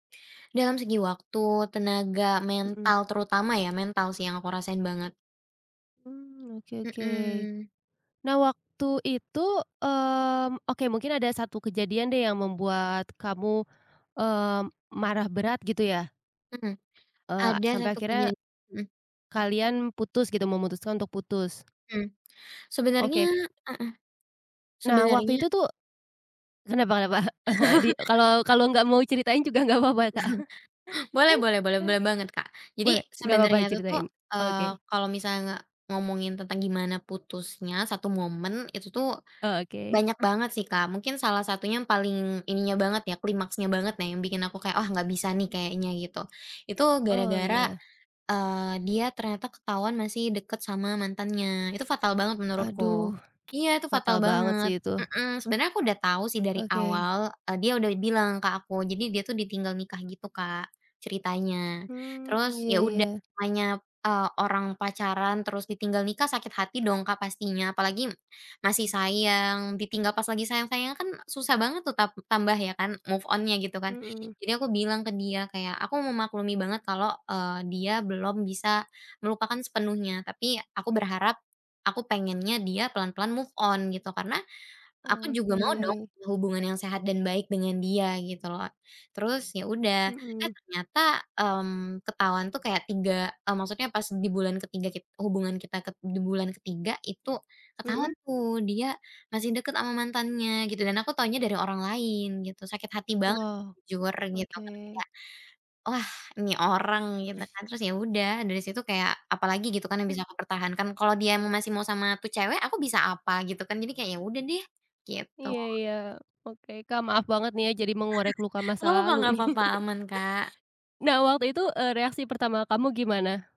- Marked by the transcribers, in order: tapping; chuckle; chuckle; laughing while speaking: "nggak papa Kak"; chuckle; tsk; in English: "move on-nya"; in English: "move on"; chuckle; chuckle
- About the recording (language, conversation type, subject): Indonesian, podcast, Apa yang biasanya kamu lakukan terlebih dahulu saat kamu sangat menyesal?